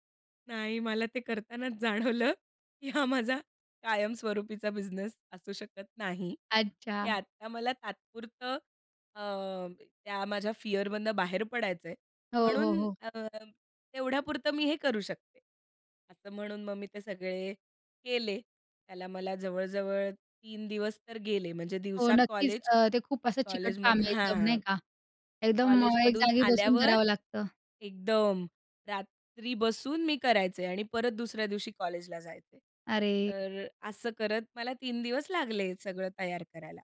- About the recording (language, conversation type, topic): Marathi, podcast, संकल्पनेपासून काम पूर्ण होईपर्यंत तुमचा प्रवास कसा असतो?
- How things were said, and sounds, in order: laughing while speaking: "जाणवलं, की हा माझा"; other background noise; in English: "फिअरमधनं"